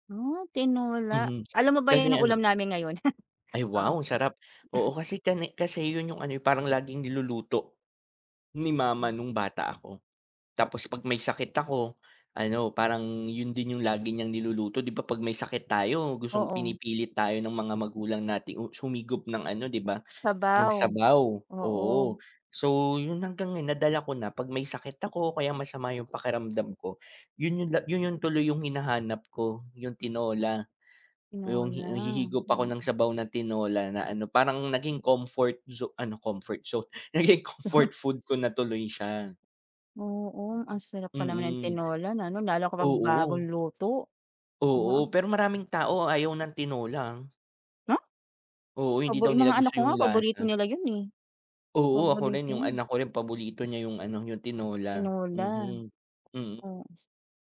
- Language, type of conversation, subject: Filipino, unstructured, Anong mga pagkain ang nagpapaalala sa iyo ng iyong pagkabata?
- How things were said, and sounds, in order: chuckle; chuckle